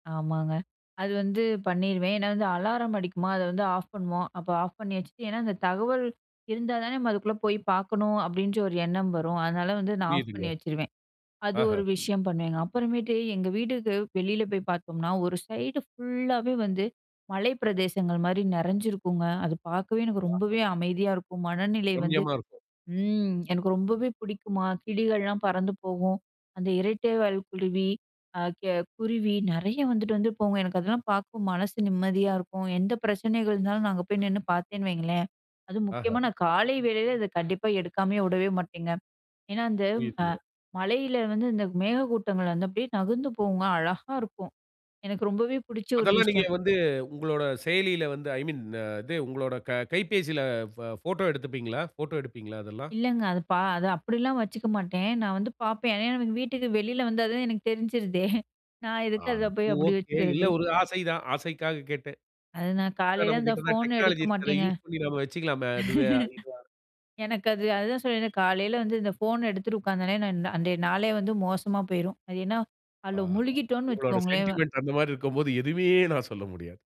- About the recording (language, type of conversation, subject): Tamil, podcast, காலை நேர நடைமுறையில் தொழில்நுட்பம் எவ்வளவு இடம் பெறுகிறது?
- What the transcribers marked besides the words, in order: in English: "ஐ மீன்"; laughing while speaking: "எனக்கு தெரிஞ்சிருதே!"; in English: "டெக்னாலஜி"; chuckle; in English: "சென்டிமென்ட்"; drawn out: "எதுமே"